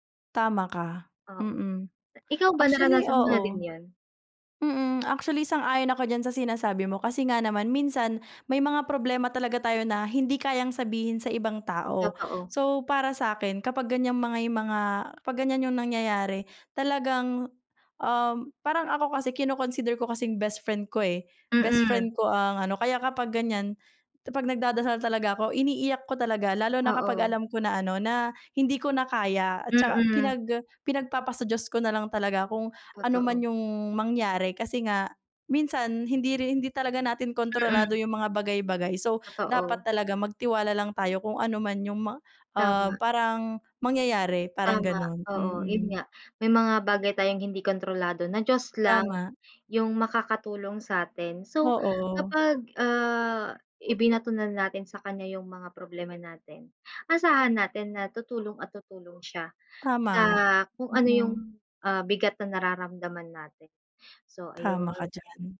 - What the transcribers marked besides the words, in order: other background noise; "may" said as "mangay"; wind; dog barking
- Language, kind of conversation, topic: Filipino, unstructured, Paano mo nararamdaman ang epekto ng relihiyon sa araw-araw mong buhay?